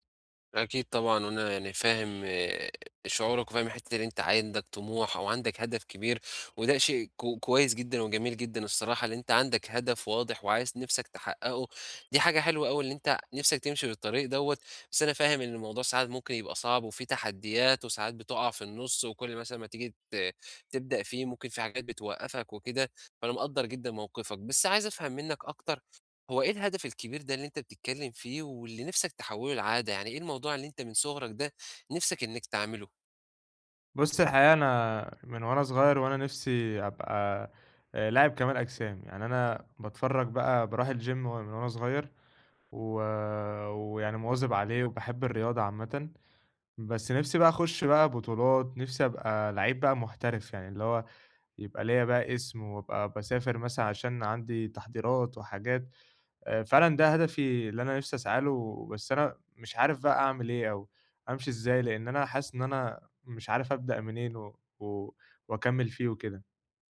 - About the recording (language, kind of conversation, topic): Arabic, advice, ازاي أحوّل هدف كبير لعادات بسيطة أقدر ألتزم بيها كل يوم؟
- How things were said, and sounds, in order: horn; in English: "الGym"; tapping